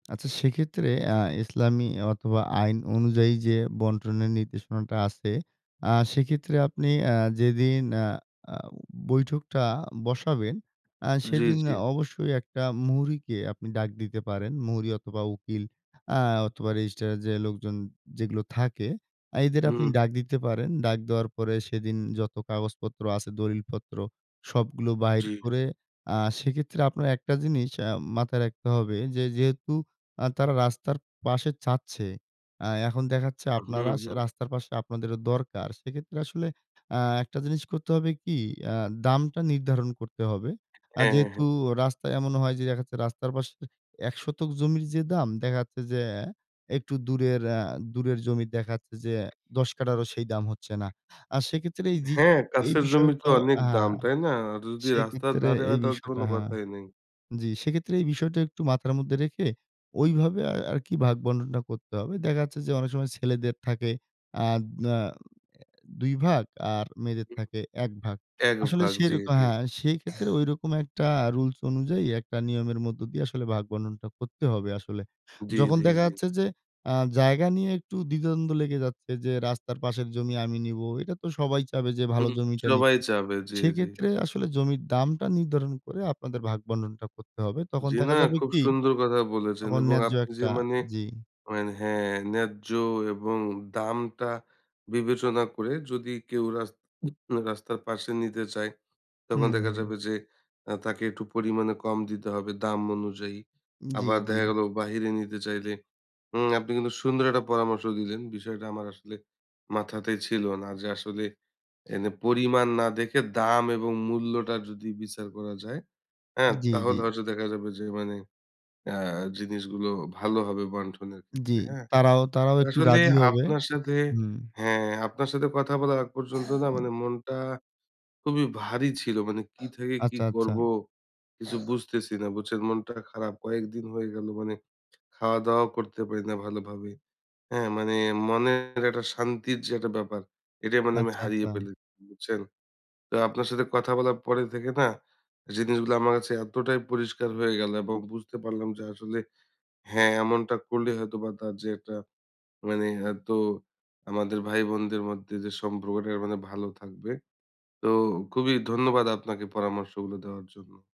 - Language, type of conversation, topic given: Bengali, advice, বড় ভাইবোন বা ছোটদের সঙ্গে সম্পত্তি ভাগাভাগি নিয়ে আপনার বিরোধের কথা কীভাবে বর্ণনা করবেন?
- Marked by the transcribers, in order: tapping; other background noise; cough